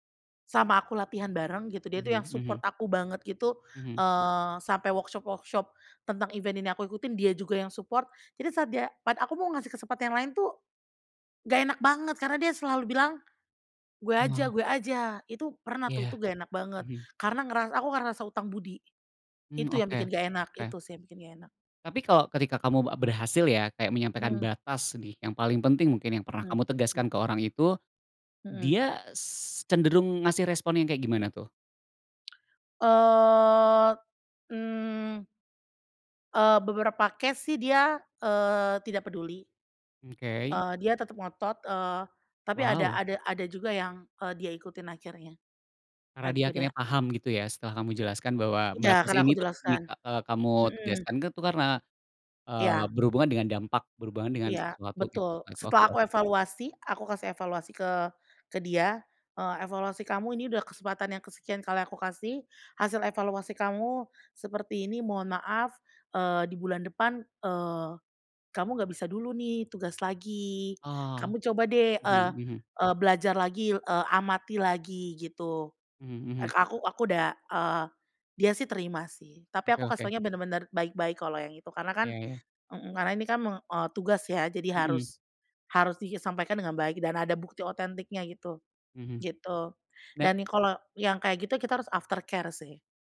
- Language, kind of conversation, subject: Indonesian, podcast, Bagaimana kamu bisa menegaskan batasan tanpa membuat orang lain tersinggung?
- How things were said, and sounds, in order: in English: "support"; in English: "workshop-workshop"; in English: "event"; in English: "support"; tapping; drawn out: "Eee"; in English: "case"; in English: "after care"